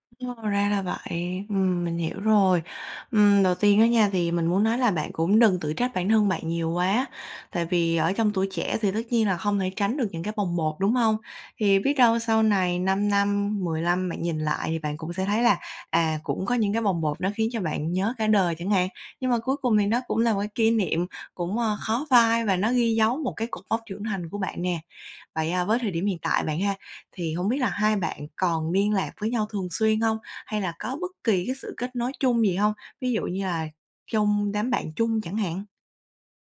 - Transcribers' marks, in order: tapping
- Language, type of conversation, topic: Vietnamese, advice, Làm thế nào để duy trì tình bạn với người yêu cũ khi tôi vẫn cảm thấy lo lắng?